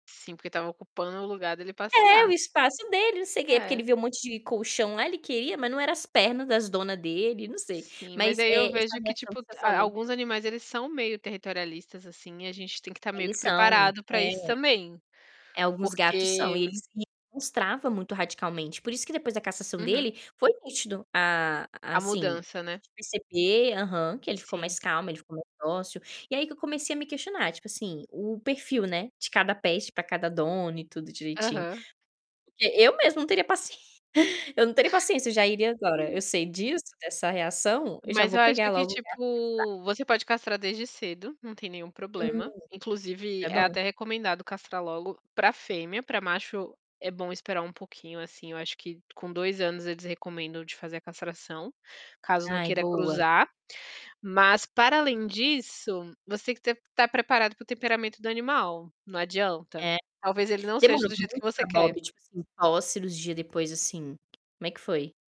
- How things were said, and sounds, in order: unintelligible speech; tapping; distorted speech; in English: "pet"; other background noise; laughing while speaking: "paci"
- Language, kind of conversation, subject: Portuguese, unstructured, Você acha que todo mundo deveria ter um animal de estimação em casa?